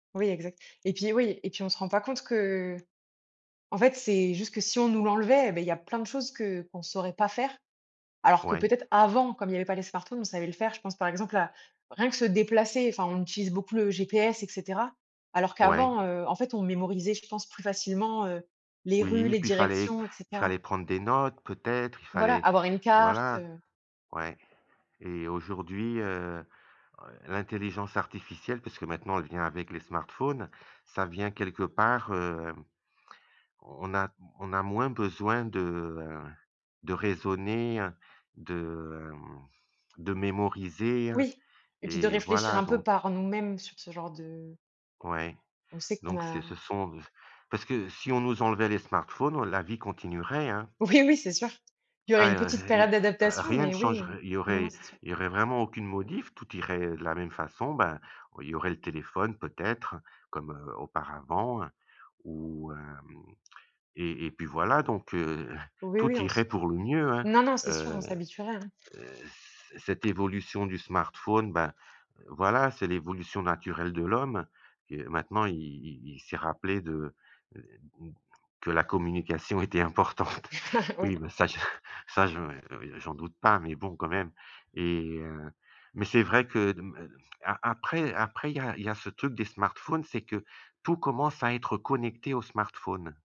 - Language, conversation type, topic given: French, unstructured, Penses-tu que les smartphones rendent la vie plus facile ou plus compliquée ?
- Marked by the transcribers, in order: tapping; laughing while speaking: "Oui, oui"; other background noise; chuckle